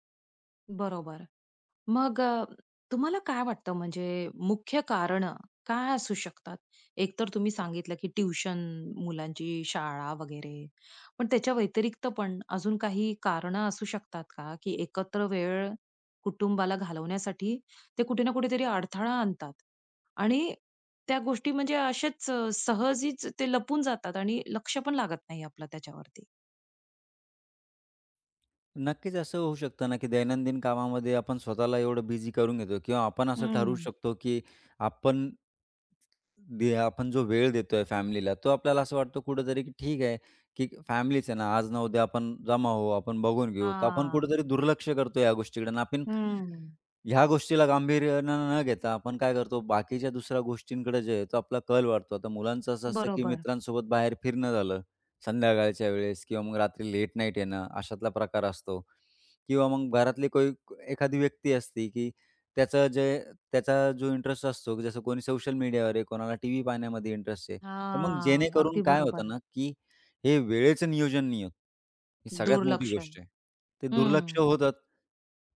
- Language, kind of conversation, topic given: Marathi, podcast, कुटुंबासाठी एकत्र वेळ घालवणे किती महत्त्वाचे आहे?
- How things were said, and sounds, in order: other background noise; tapping; drawn out: "हां"